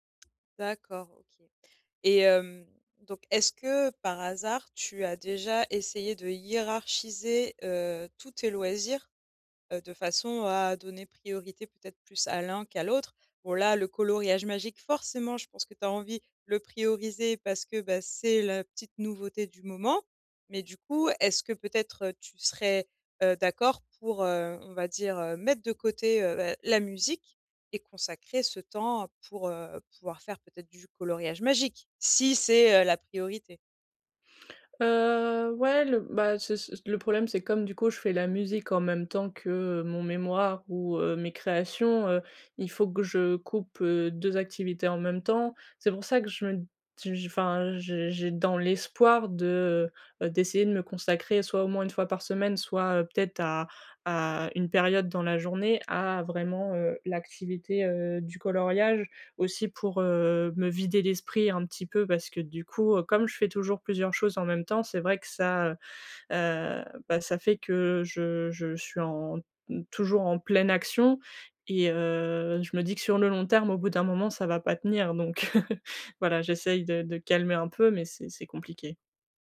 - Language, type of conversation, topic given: French, advice, Comment trouver du temps pour développer mes loisirs ?
- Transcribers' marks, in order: tapping; stressed: "forcément"; stressed: "moment"; stressed: "mettre"; stressed: "magique"; laughing while speaking: "heu"